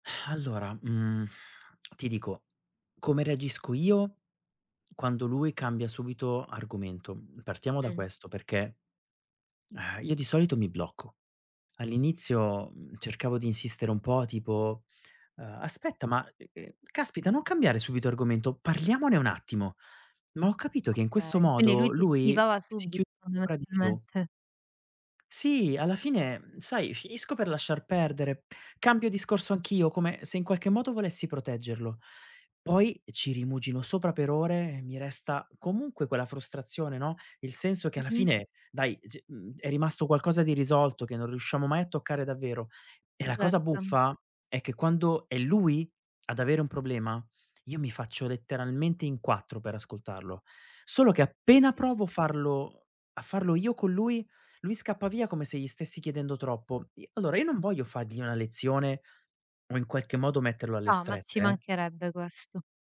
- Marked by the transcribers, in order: sigh; exhale; tapping; unintelligible speech
- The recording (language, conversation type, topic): Italian, advice, Come posso affrontare un amico che evita conversazioni importanti?